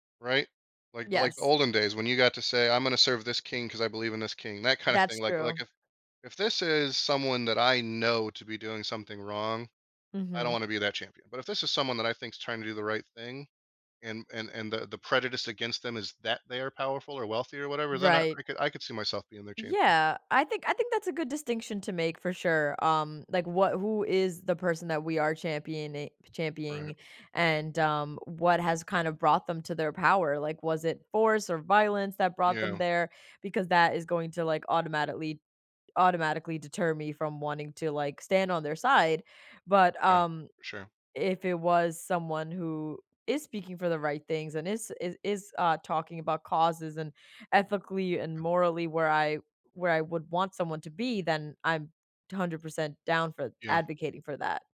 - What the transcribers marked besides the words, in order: none
- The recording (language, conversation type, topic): English, unstructured, What responsibilities come with choosing whom to advocate for in society?
- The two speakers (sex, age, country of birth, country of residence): female, 30-34, United States, United States; male, 40-44, United States, United States